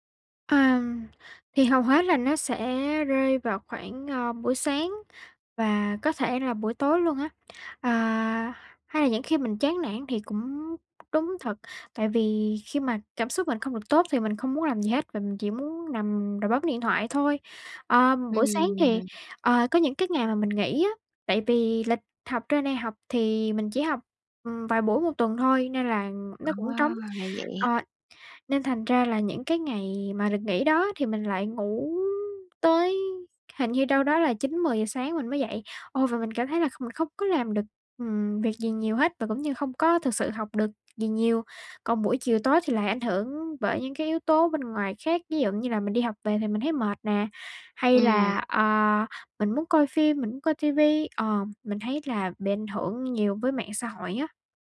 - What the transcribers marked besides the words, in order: tapping; other background noise
- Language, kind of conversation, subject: Vietnamese, advice, Làm thế nào để bỏ thói quen trì hoãn các công việc quan trọng?